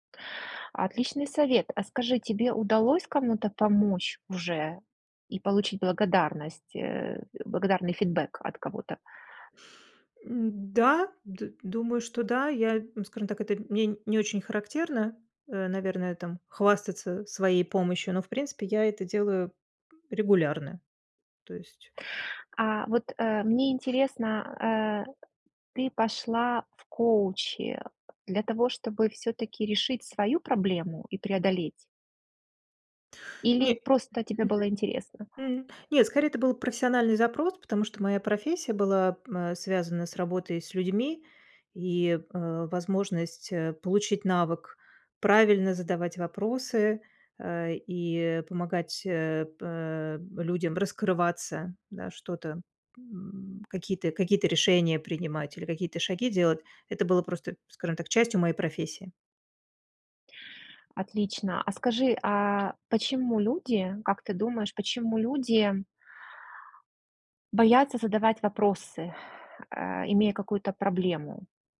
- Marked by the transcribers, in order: other background noise; tapping
- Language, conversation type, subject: Russian, podcast, Что помогает не сожалеть о сделанном выборе?